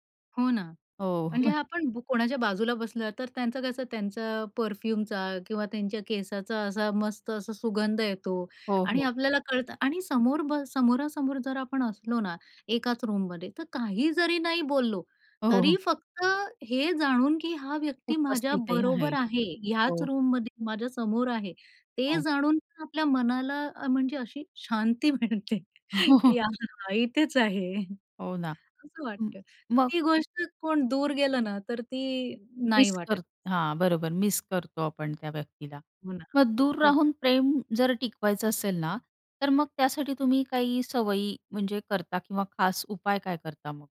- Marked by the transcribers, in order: chuckle; in English: "परफ्यूमचा"; laughing while speaking: "हो"; laughing while speaking: "हो, हो"; laughing while speaking: "शांती मिळते. की हां"; unintelligible speech
- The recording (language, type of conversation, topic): Marathi, podcast, दूर राहून नात्यातील प्रेम जपण्यासाठी कोणते सोपे आणि परिणामकारक मार्ग आहेत?